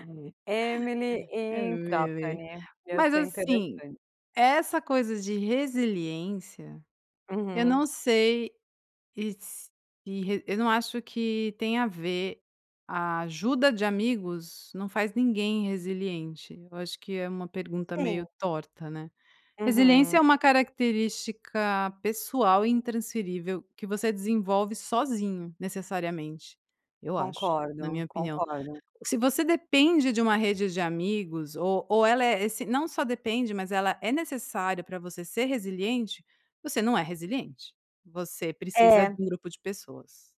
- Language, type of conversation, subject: Portuguese, podcast, Que papel a sua rede de amigos desempenha na sua resiliência?
- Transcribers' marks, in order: none